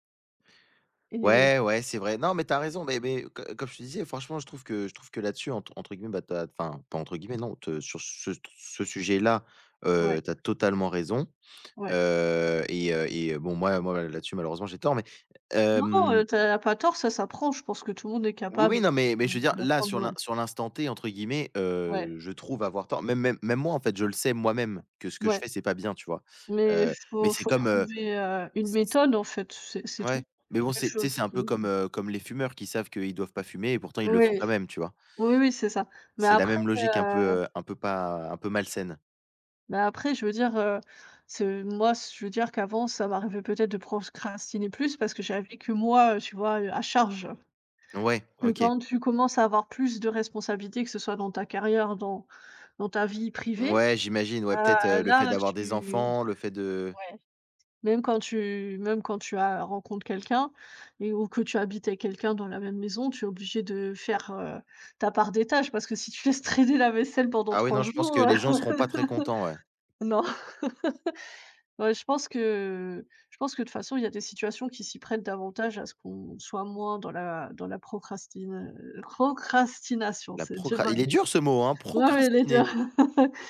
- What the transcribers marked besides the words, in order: tapping; laugh; laugh
- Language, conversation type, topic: French, unstructured, Quelles sont les conséquences de la procrastination sur votre réussite ?